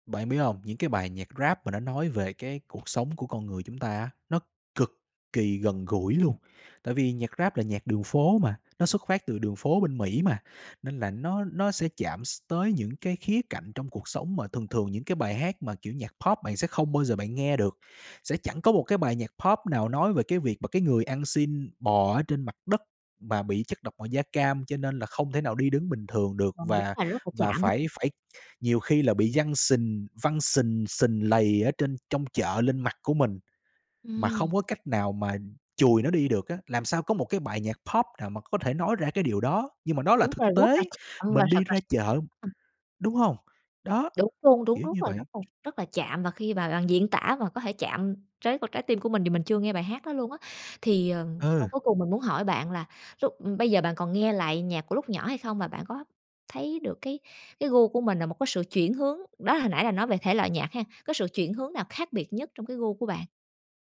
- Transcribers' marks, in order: stressed: "cực kỳ"; tapping; other background noise; "tới" said as "chới"
- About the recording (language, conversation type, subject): Vietnamese, podcast, Hồi nhỏ bạn thường nghe nhạc gì, và bây giờ gu âm nhạc của bạn đã thay đổi ra sao?